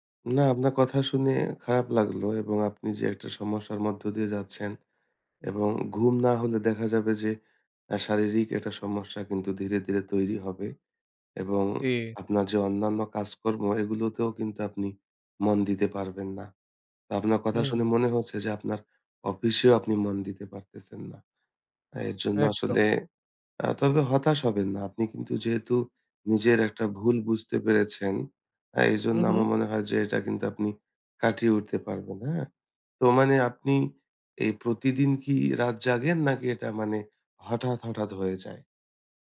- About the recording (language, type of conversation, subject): Bengali, advice, রাত জেগে থাকার ফলে সকালে অতিরিক্ত ক্লান্তি কেন হয়?
- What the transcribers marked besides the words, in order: lip smack; other background noise